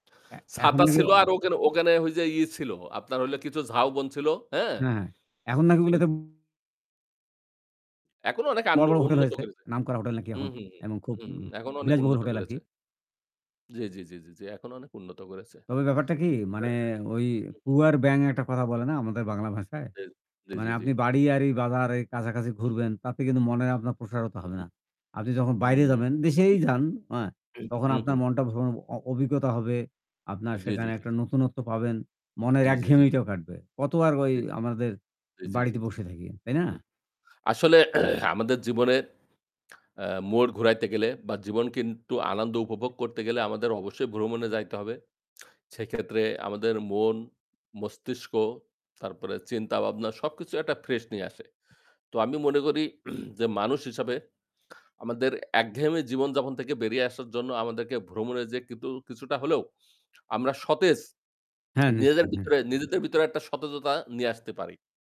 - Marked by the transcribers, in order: static; other background noise; distorted speech; "থেকে" said as "তেকে"; "ওখানে-" said as "ওগানে"; "ওখানে-" said as "ওগানে"; "হোলো" said as "হইলে"; "করেছে" said as "করেচে"; throat clearing; throat clearing; throat clearing; lip smack; lip smack; "ভাবনা" said as "বাবনা"; throat clearing; "কিন্তু" said as "কিতু"; lip smack; "নিজেদের" said as "নিইয়েজের"
- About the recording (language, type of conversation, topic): Bengali, unstructured, ভ্রমণে গিয়ে আপনি সবচেয়ে বেশি কী শিখেছেন?